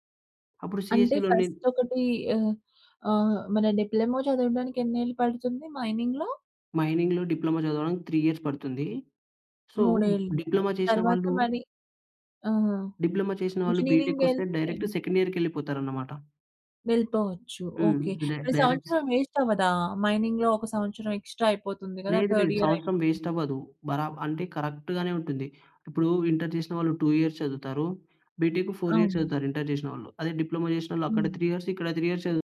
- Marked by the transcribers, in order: in English: "సీఎస్‌సి‌లో"; in English: "ఫస్ట్"; in English: "డిప్లొమా"; in English: "మైనింగ్‌లో?"; in English: "మైనింగ్‌లో డిప్లొమా"; in English: "త్రీ ఇయర్స్"; in English: "సో, డిప్లొమా"; other background noise; in English: "ఇంజినీరింగ్"; in English: "డిప్లొమా"; in English: "డైరెక్ట్ సెకండ్"; in English: "డై డైరెక్ట్స్"; in English: "మైనింగ్‌లో"; in English: "ఎక్స్‌ట్రా"; in English: "థర్డ్ ఇయర్"; in English: "వేస్ట్"; in English: "కరెక్ట్‌గానే"; in English: "టూ ఇయర్స్"; in English: "బి‌టెక్ ఫోర్ ఇయర్స్"; in English: "త్రీ ఇయర్స్"; in English: "త్రీ ఇయర్స్"
- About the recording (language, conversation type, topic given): Telugu, podcast, మీరు కెరీర్ మార్పు నిర్ణయం ఎలా తీసుకున్నారు?